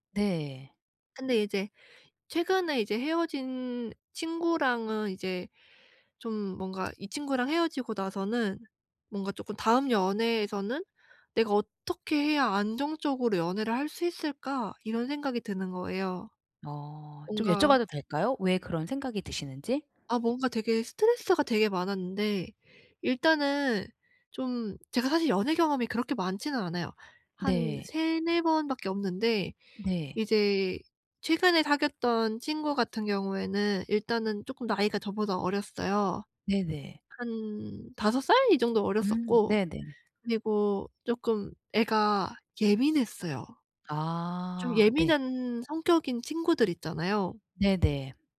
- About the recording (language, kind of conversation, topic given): Korean, advice, 전 애인과 헤어진 뒤 감정적 경계를 세우며 건강한 관계를 어떻게 시작할 수 있을까요?
- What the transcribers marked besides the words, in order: other background noise